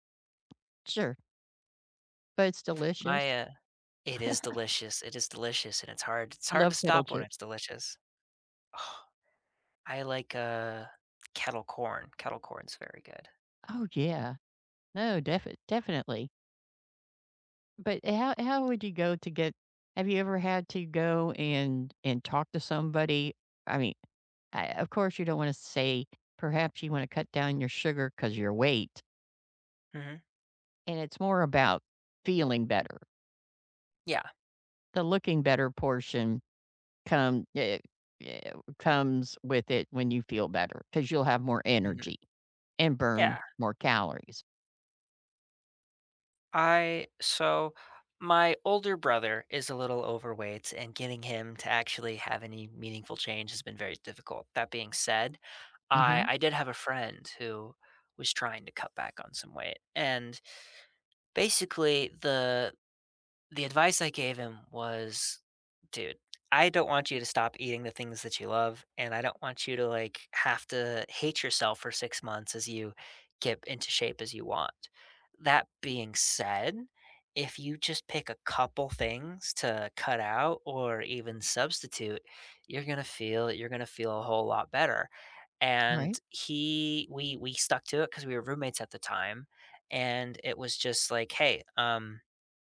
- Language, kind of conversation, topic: English, unstructured, How can you persuade someone to cut back on sugar?
- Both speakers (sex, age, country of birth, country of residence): female, 55-59, United States, United States; male, 20-24, United States, United States
- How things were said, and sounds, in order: tapping; chuckle